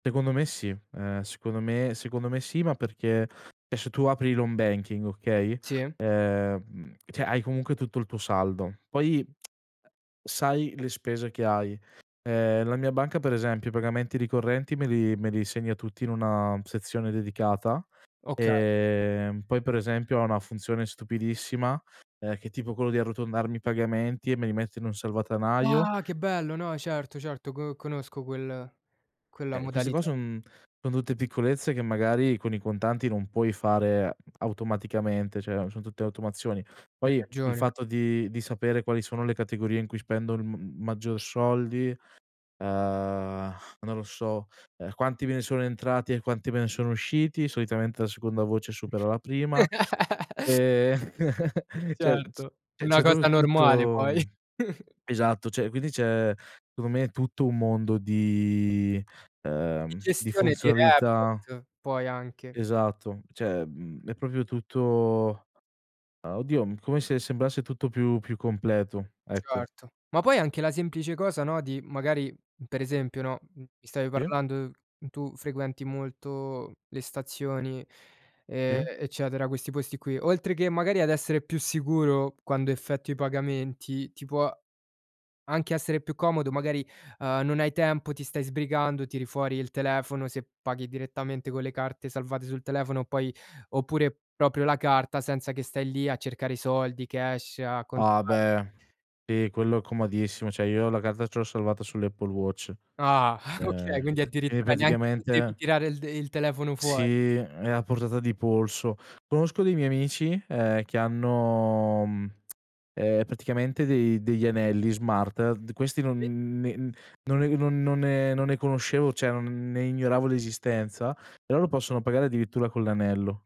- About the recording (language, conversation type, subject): Italian, podcast, Cosa ne pensi dei pagamenti completamente digitali nel prossimo futuro?
- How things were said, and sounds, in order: in English: "Home Banking"; "cioè" said as "ceh"; tongue click; "salvadanaio" said as "salvatanaio"; surprised: "Ah"; other background noise; laugh; chuckle; "proprio" said as "propio"; chuckle; "cioè" said as "ceh"; "secondo" said as "condo"; in English: "report"; "cioè" said as "ceh"; "proprio" said as "propio"; in English: "cash"; laughing while speaking: "okay"; tapping; "cioè" said as "ceh"